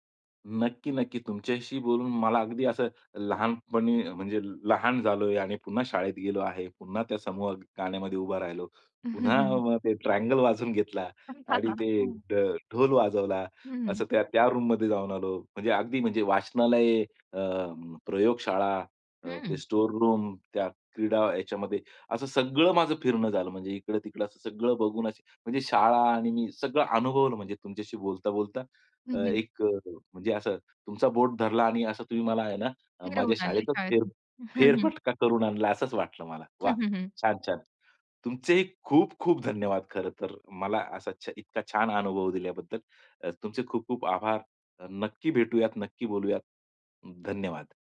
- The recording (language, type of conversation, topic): Marathi, podcast, कोणते गाणे ऐकताना तुमच्या शाळेच्या आठवणी जाग्या होतात?
- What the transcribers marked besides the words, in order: chuckle; tapping; in English: "रूममध्ये"; in English: "स्टोर रूम"